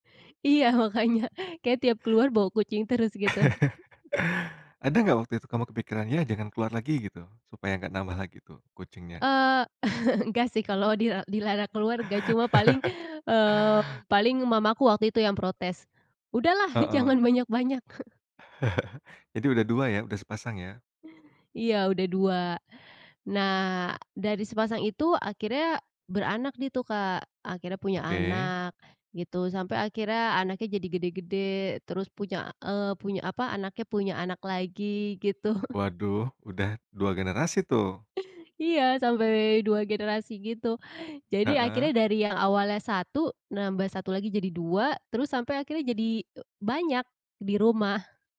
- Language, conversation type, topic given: Indonesian, podcast, Bau apa di rumah yang membuat kamu langsung bernostalgia?
- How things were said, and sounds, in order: laughing while speaking: "makanya"; other background noise; laugh; laugh; chuckle; chuckle